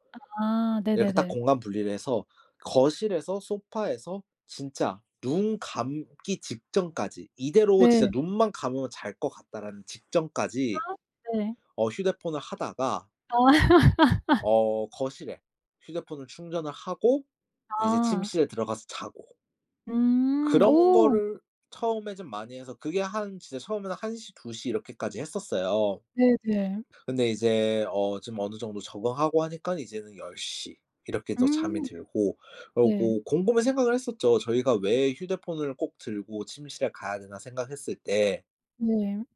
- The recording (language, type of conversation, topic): Korean, podcast, 작은 습관이 삶을 바꾼 적이 있나요?
- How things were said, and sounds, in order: other background noise; laughing while speaking: "아"; laugh